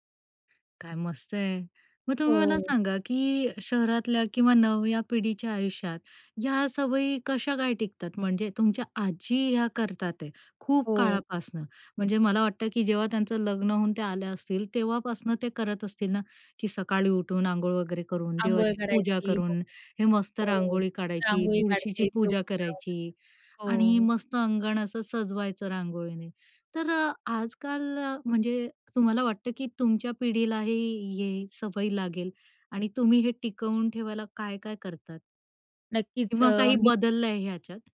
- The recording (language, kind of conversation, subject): Marathi, podcast, सकाळी तुमच्या घरी कोणत्या पारंपरिक सवयी असतात?
- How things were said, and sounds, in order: other background noise; tapping